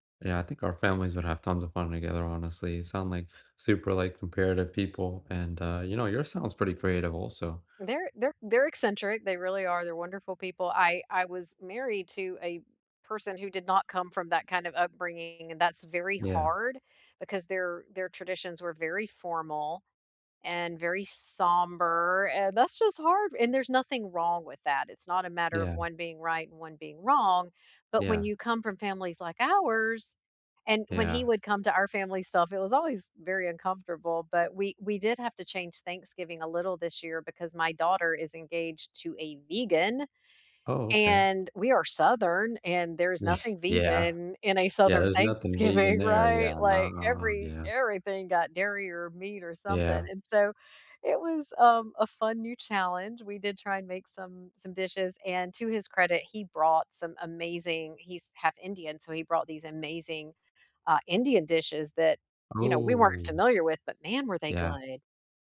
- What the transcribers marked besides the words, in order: other background noise; chuckle; drawn out: "Oh"
- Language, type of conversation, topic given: English, unstructured, Which childhood tradition do you still keep today, and what keeps it meaningful for you?
- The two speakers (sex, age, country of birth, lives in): female, 50-54, United States, United States; male, 20-24, United States, United States